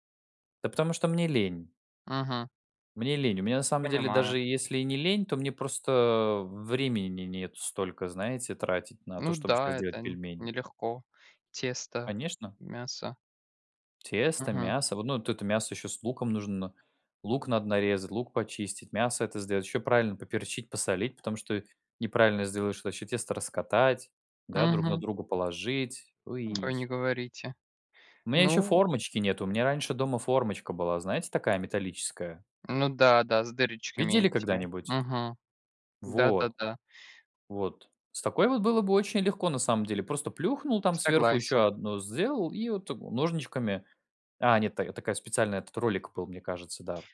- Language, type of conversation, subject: Russian, unstructured, Что вас больше всего раздражает в готовых блюдах из магазина?
- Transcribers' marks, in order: other background noise; tapping